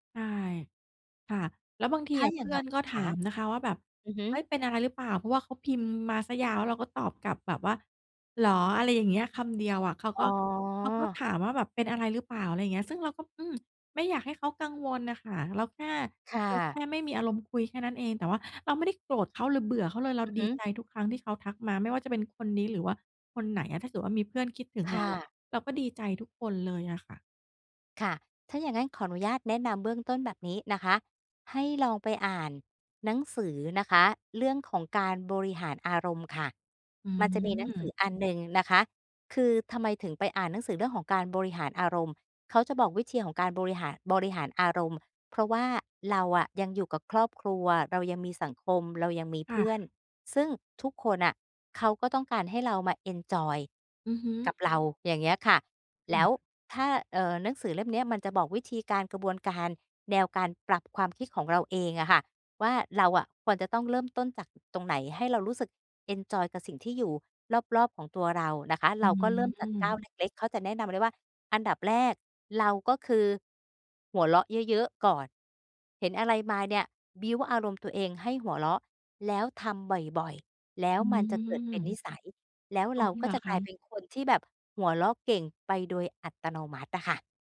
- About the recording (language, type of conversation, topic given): Thai, advice, ทำไมฉันถึงรู้สึกชาทางอารมณ์ ไม่มีความสุข และไม่ค่อยรู้สึกผูกพันกับคนอื่น?
- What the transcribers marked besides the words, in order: tapping; background speech; other background noise; in English: "บิลด์"